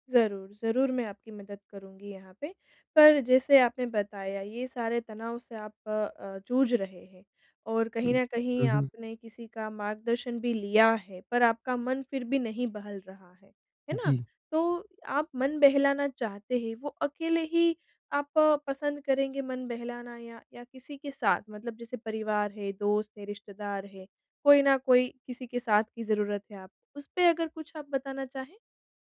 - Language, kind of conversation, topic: Hindi, advice, मन बहलाने के लिए घर पर मेरे लिए कौन-सी गतिविधि सही रहेगी?
- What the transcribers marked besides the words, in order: other background noise